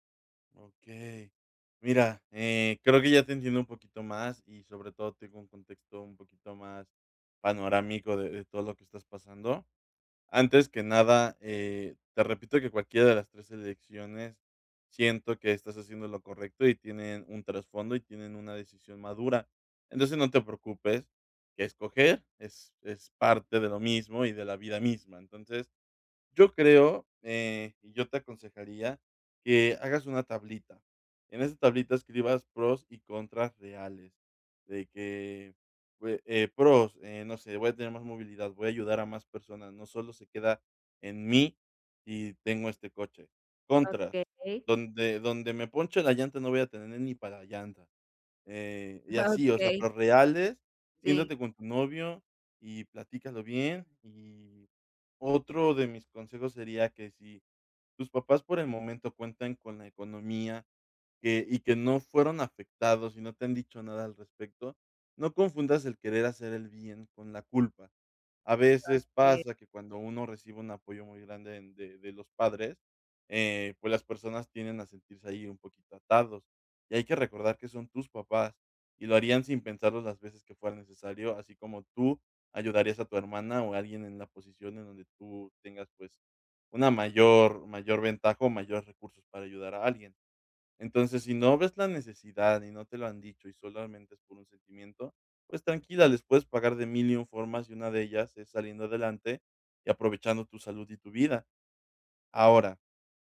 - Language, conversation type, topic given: Spanish, advice, ¿Cómo puedo cambiar o corregir una decisión financiera importante que ya tomé?
- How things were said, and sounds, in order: laughing while speaking: "Okey"